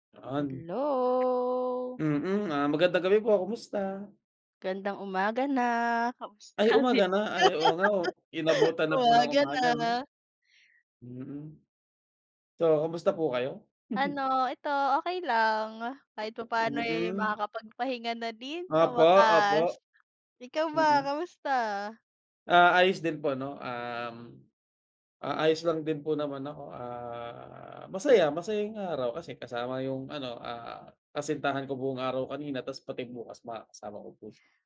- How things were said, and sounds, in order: drawn out: "Hello"; drawn out: "na"; laughing while speaking: "rin? Umaga na"; laugh; chuckle; other background noise; joyful: "Ikaw ba, kamusta?"; drawn out: "ah"
- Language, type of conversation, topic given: Filipino, unstructured, Paano mo pinananatili ang kilig sa isang matagal nang relasyon?